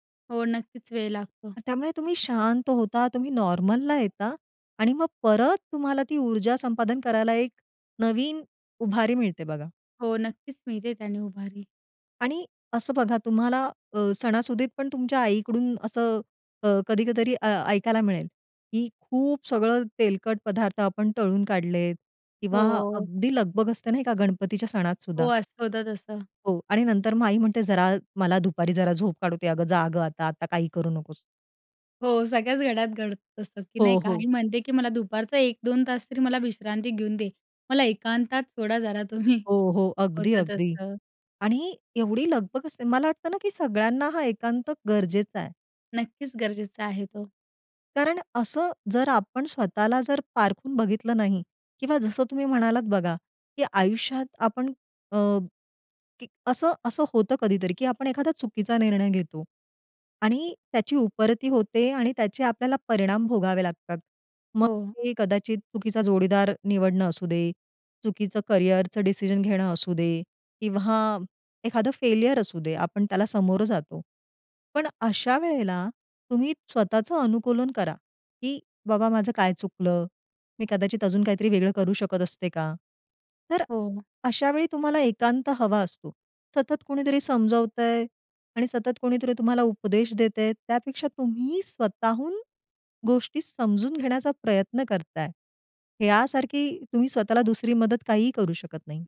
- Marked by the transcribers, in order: tapping; laughing while speaking: "तुम्ही"
- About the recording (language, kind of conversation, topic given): Marathi, podcast, कधी एकांत गरजेचा असतो असं तुला का वाटतं?